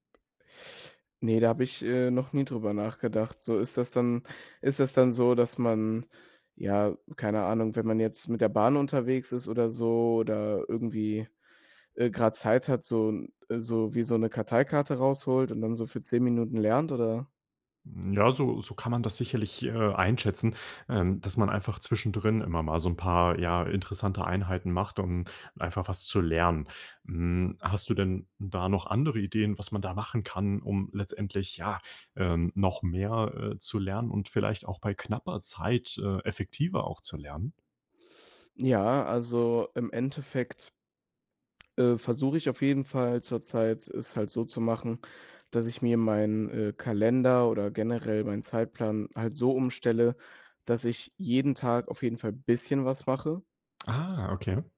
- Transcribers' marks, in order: other background noise; surprised: "Ah"; tongue click
- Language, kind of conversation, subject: German, podcast, Wie findest du im Alltag Zeit zum Lernen?
- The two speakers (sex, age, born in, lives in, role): male, 18-19, Germany, Germany, guest; male, 20-24, Germany, Germany, host